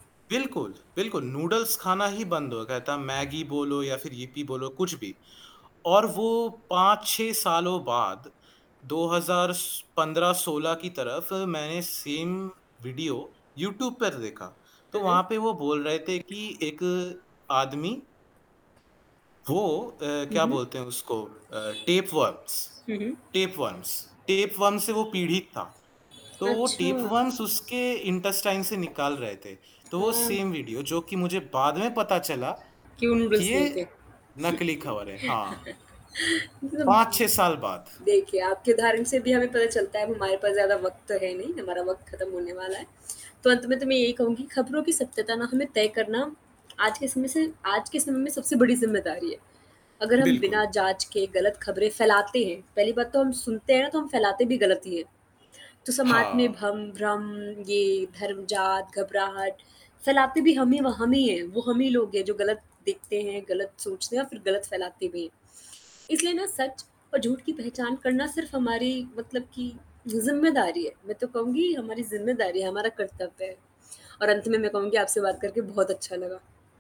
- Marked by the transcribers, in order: static; in English: "सेम"; horn; in English: "टेपवर्म्स टेपवर्म्स टेपवर्म्स"; in English: "टेपवर्म्स"; in English: "इंटेस्टाइन"; in English: "सेम"; other background noise; chuckle
- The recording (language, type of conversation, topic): Hindi, unstructured, आप कैसे तय करते हैं कि कौन-सी खबरें सही हैं?
- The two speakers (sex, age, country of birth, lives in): female, 20-24, India, India; male, 20-24, India, India